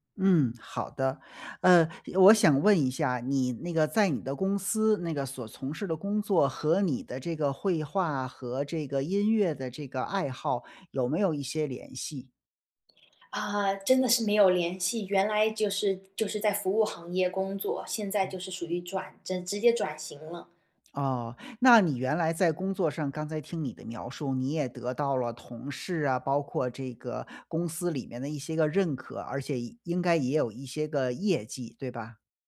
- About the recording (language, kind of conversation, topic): Chinese, advice, 我怎样才能重建自信并找到归属感？
- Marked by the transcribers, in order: none